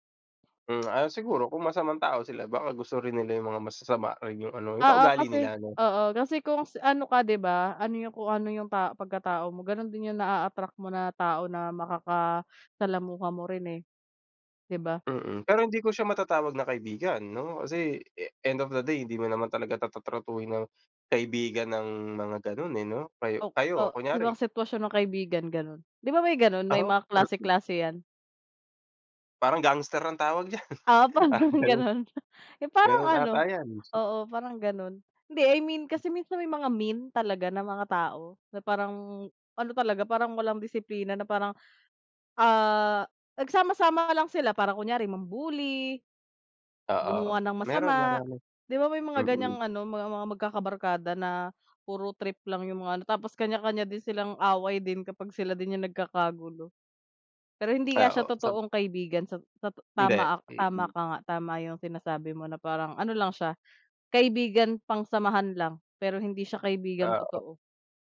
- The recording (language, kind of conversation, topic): Filipino, unstructured, Paano mo ipinapakita ang kabutihan sa araw-araw?
- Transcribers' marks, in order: other noise; in English: "end of the day"; laughing while speaking: "parang ganun"; chuckle; laughing while speaking: "parang ganun"; other background noise; in English: "I mean"